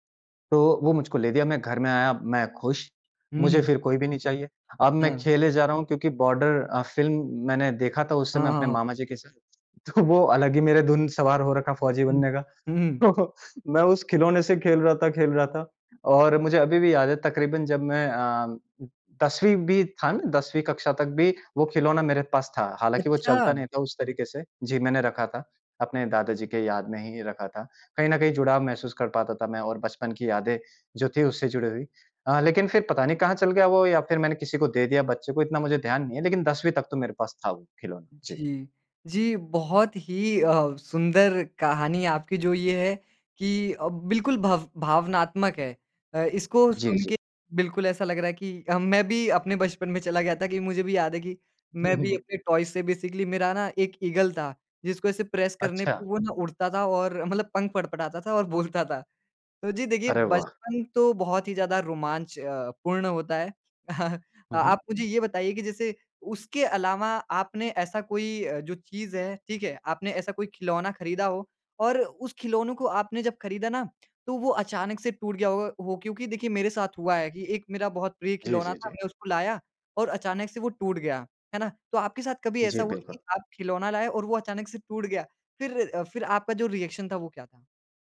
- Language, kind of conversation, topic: Hindi, podcast, कौन सा खिलौना तुम्हें आज भी याद आता है?
- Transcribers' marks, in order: laughing while speaking: "तो"; laughing while speaking: "तो"; in English: "टॉय"; in English: "बेसिकली"; chuckle; in English: "ईगल"; in English: "प्रेस"; chuckle; in English: "रिएक्शन"